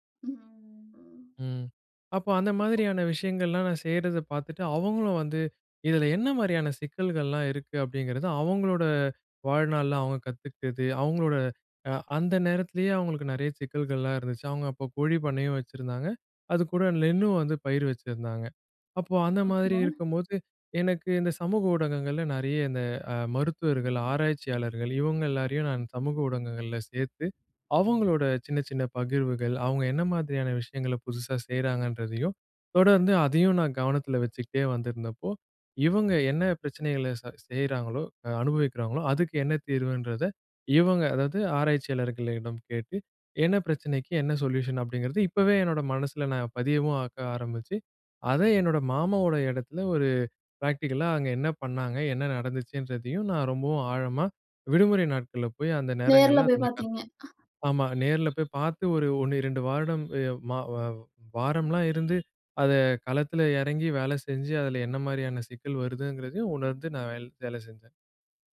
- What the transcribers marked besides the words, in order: drawn out: "ம்ஹ்"; other noise; other background noise; tapping; in English: "சொலியூஷன்?"; in English: "பிராக்டிகலா"; horn; "வருடம்" said as "வாரடம்"
- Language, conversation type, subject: Tamil, podcast, முடிவுகளைச் சிறு பகுதிகளாகப் பிரிப்பது எப்படி உதவும்?